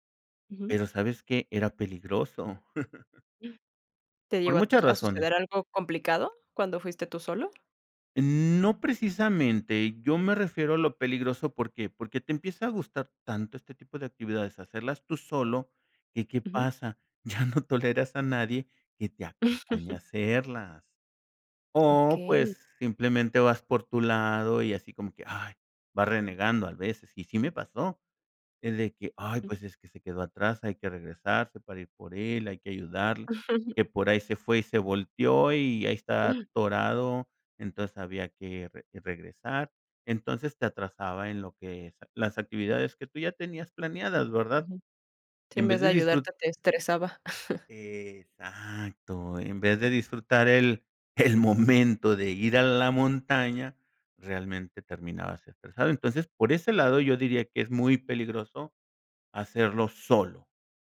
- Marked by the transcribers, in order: chuckle; other noise; other background noise; laughing while speaking: "Ya no toleras a nadie"; chuckle; chuckle; chuckle; laughing while speaking: "el momento"
- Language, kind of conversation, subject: Spanish, podcast, ¿Qué momento en la naturaleza te dio paz interior?